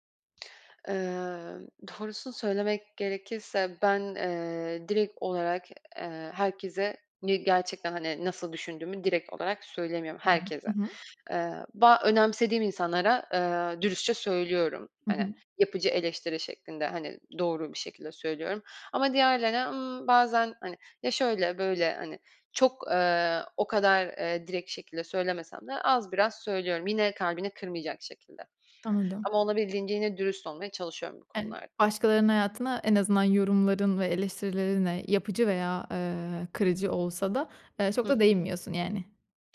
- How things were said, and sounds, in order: none
- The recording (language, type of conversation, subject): Turkish, podcast, Başkalarının ne düşündüğü özgüvenini nasıl etkiler?